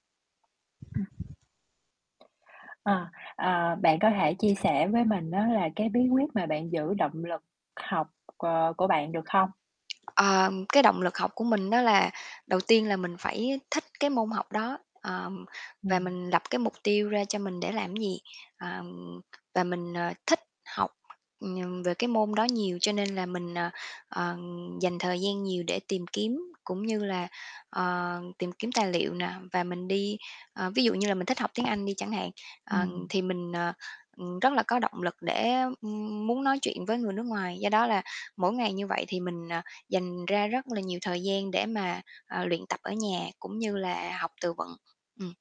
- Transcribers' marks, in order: other background noise; tapping
- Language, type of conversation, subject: Vietnamese, podcast, Bạn có bí quyết nào để giữ vững động lực học tập không?